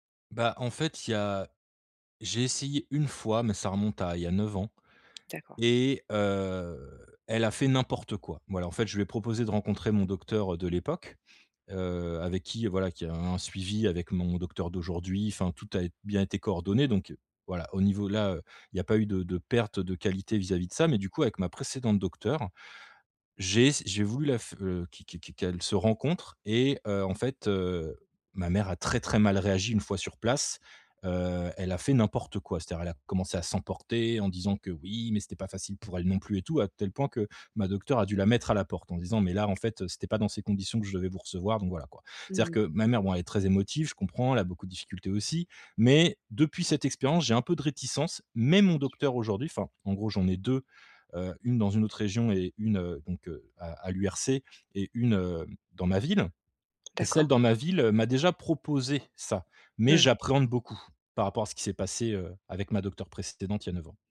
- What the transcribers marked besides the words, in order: put-on voice: "Oui, mais c'était pas facile pour elle non plus et tout"; tapping; other background noise; stressed: "Mais"; "précédente" said as "présdédente"
- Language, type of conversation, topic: French, advice, Comment réagir lorsque ses proches donnent des conseils non sollicités ?